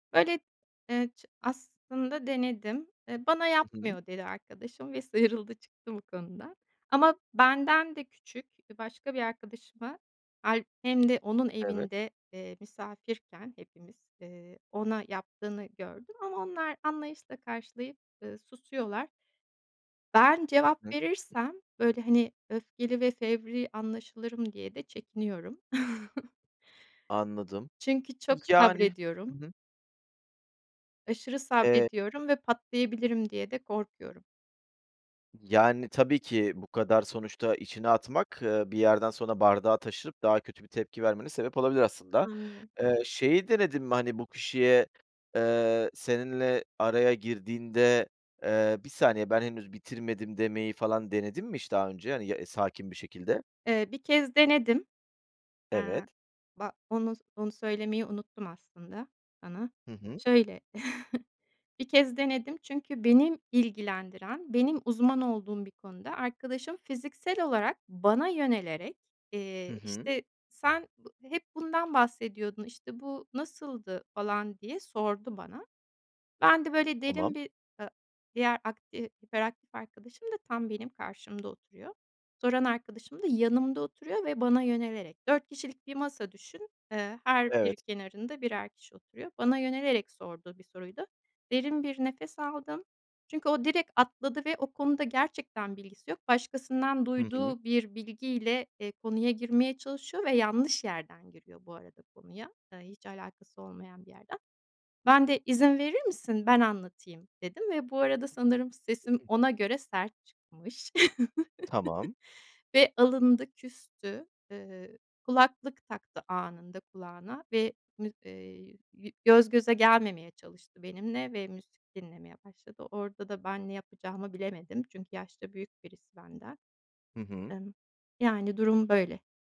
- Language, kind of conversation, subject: Turkish, advice, Aile ve arkadaş beklentileri yüzünden hayır diyememek
- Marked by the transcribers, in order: laughing while speaking: "sıyrıldı"; unintelligible speech; other background noise; chuckle; chuckle; chuckle